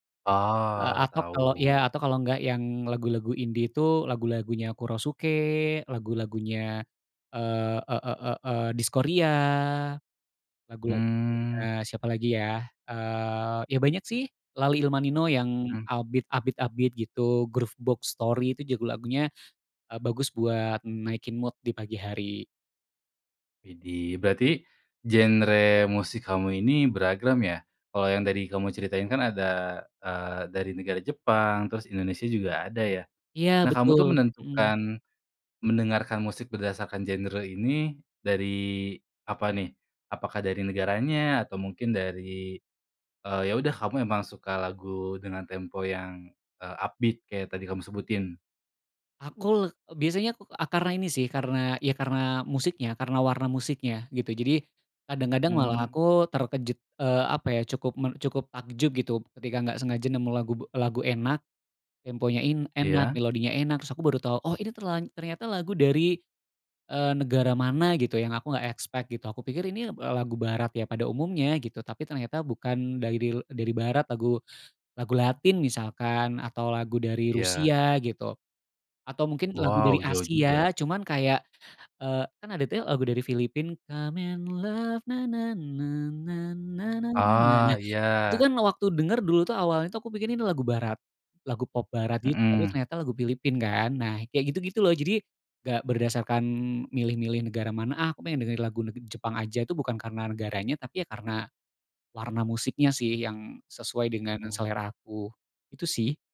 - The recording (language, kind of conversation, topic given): Indonesian, podcast, Bagaimana musik memengaruhi suasana hatimu sehari-hari?
- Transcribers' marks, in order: in English: "upbeat upbeat-upbeat"; in English: "mood"; "beragam" said as "beragram"; in English: "upbeat"; in English: "expect"; singing: "come and love na na na na na na na na"; in English: "come and love"; "Filipina" said as "pilipin"